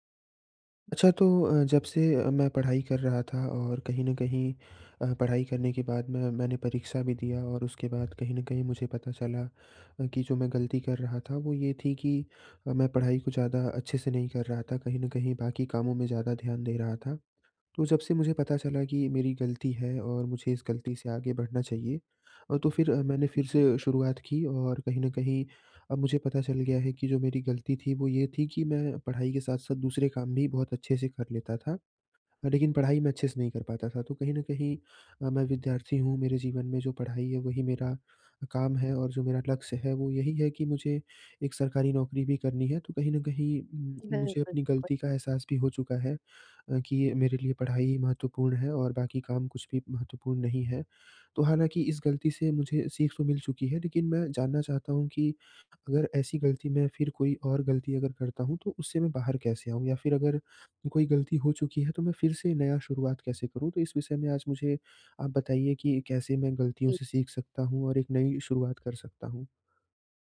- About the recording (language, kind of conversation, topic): Hindi, advice, फिसलन के बाद फिर से शुरुआत कैसे करूँ?
- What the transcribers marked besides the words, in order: other background noise